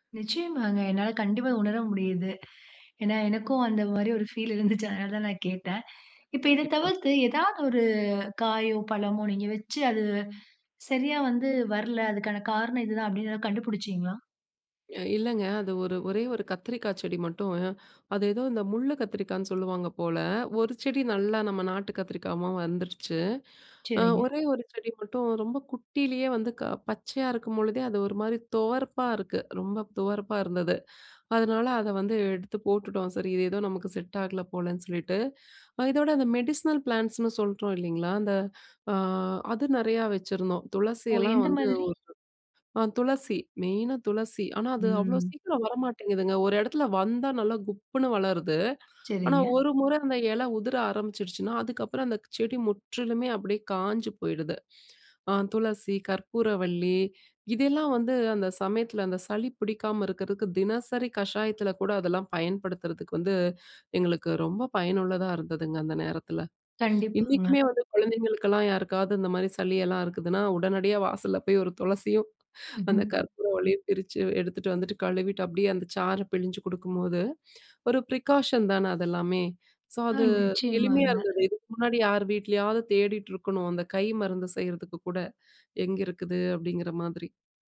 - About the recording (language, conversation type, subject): Tamil, podcast, சிறிய உணவுத் தோட்டம் நமது வாழ்க்கையை எப்படிப் மாற்றும்?
- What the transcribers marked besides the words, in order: "கத்திரிக்காவா" said as "கத்திரிக்காமா"; in English: "மெடிசினல் பிளான்ட்ஸ்னு"; other background noise; in English: "மெயினா"; chuckle; in English: "ப்ரிகாஷன்"